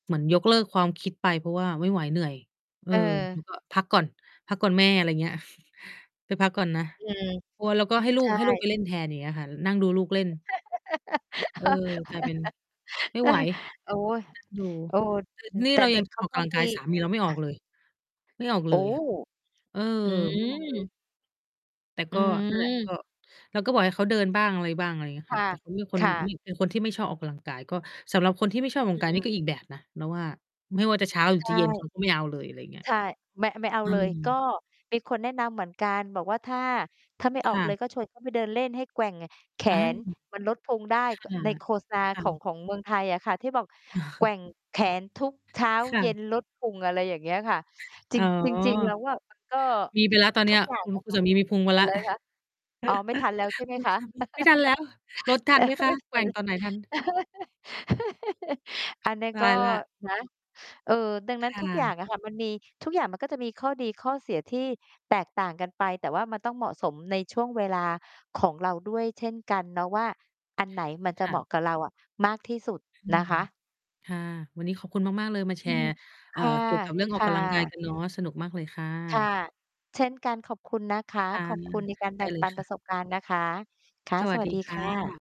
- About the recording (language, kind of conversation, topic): Thai, unstructured, คุณคิดว่าการออกกำลังกายตอนเช้าหรือตอนเย็นดีกว่ากัน?
- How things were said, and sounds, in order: tapping; mechanical hum; chuckle; distorted speech; laugh; unintelligible speech; chuckle; chuckle; laughing while speaking: "คุณสามี"; chuckle; laughing while speaking: "แปลว่าไม่ทัน"; laugh